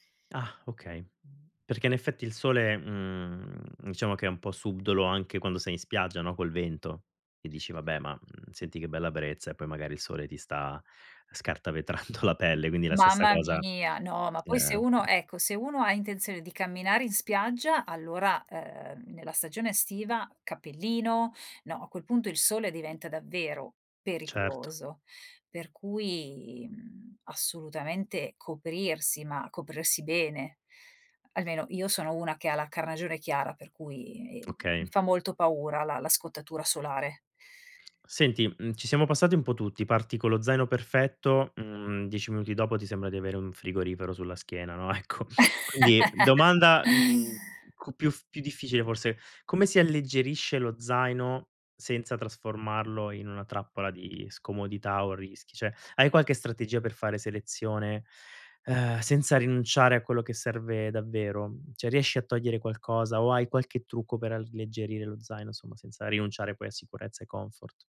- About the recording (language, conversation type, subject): Italian, podcast, Quali sono i tuoi consigli per preparare lo zaino da trekking?
- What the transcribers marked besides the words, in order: other background noise; laughing while speaking: "scartavetrando"; laugh; laughing while speaking: "ecco"; "Cioè" said as "ceh"